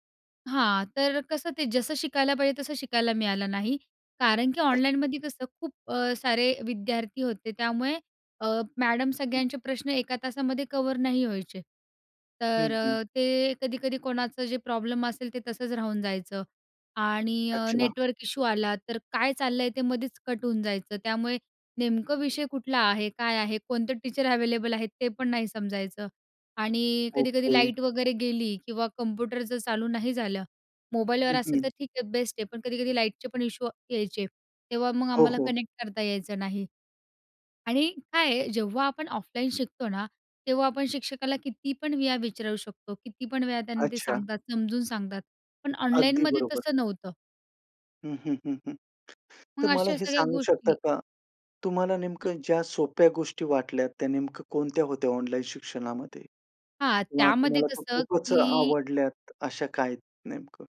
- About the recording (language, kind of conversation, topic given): Marathi, podcast, ऑनलाइन शिक्षणाचा अनुभव तुम्हाला कसा वाटला?
- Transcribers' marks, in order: other background noise; in English: "टीचर"; in English: "कनेक्ट"; tapping